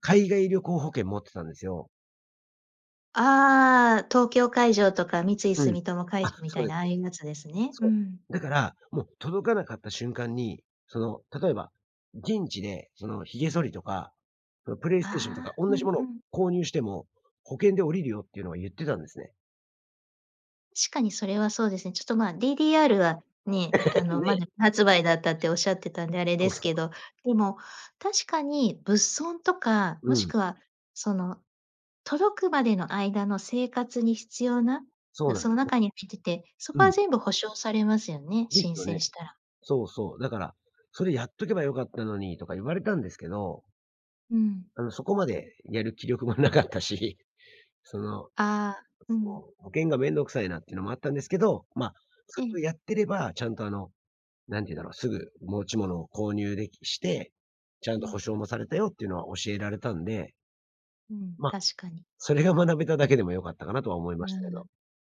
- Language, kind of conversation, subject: Japanese, podcast, 荷物が届かなかったとき、どう対応しましたか？
- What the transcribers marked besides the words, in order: giggle; unintelligible speech; laughing while speaking: "なかったし"